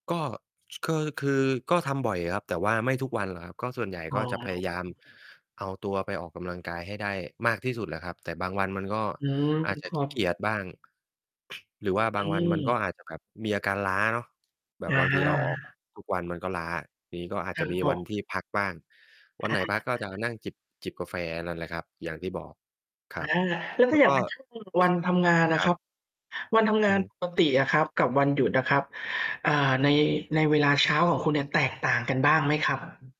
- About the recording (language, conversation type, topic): Thai, podcast, กิจวัตรตอนเช้าของคุณเป็นอย่างไรบ้างครับ/คะ?
- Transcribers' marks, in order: distorted speech; other background noise; tapping; unintelligible speech; unintelligible speech